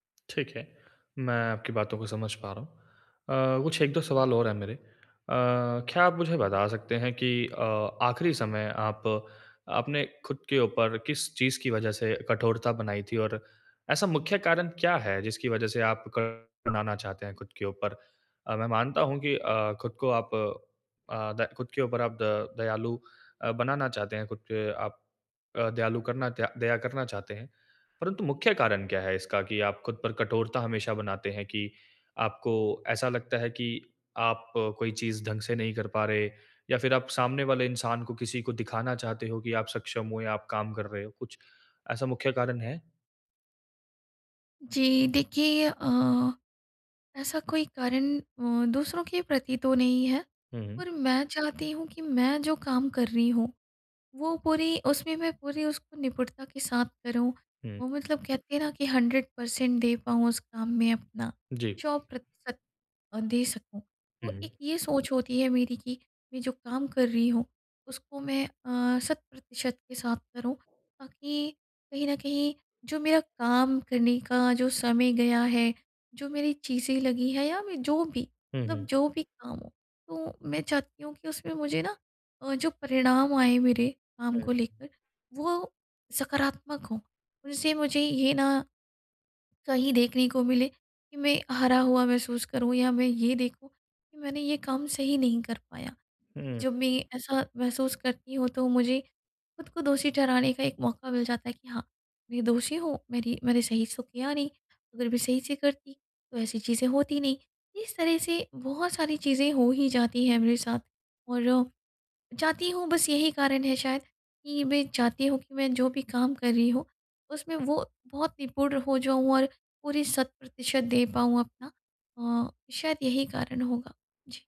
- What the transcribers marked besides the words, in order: unintelligible speech; in English: "हंड्रेड पर्सेंट"
- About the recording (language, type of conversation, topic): Hindi, advice, आप स्वयं के प्रति दयालु कैसे बन सकते/सकती हैं?